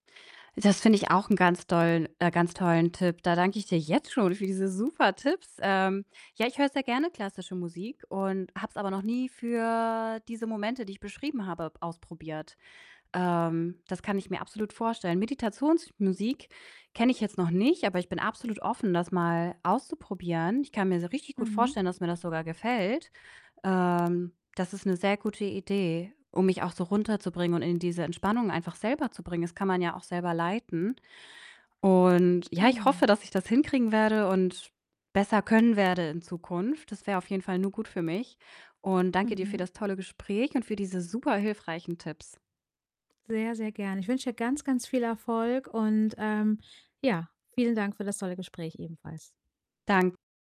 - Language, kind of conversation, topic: German, advice, Wie kann ich unterwegs Stress reduzieren und einfache Entspannungstechniken in meinen Alltag einbauen?
- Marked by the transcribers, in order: distorted speech; joyful: "jetzt schon für diese super Tipps"; stressed: "jetzt"; drawn out: "für"; tapping